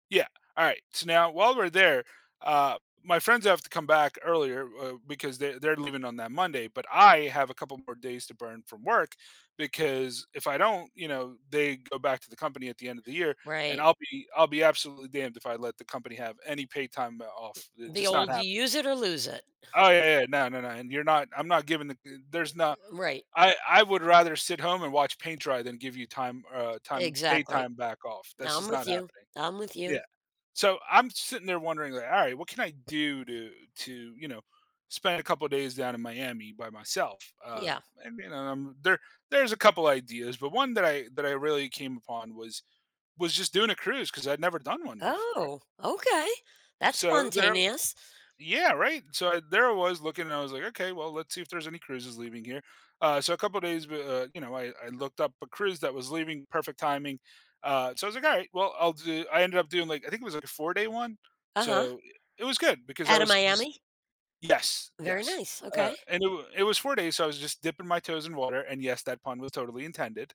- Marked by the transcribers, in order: stressed: "I"; scoff; background speech
- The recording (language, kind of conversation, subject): English, unstructured, How can travel open your mind to new ways of thinking?
- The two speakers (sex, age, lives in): female, 65-69, United States; male, 35-39, United States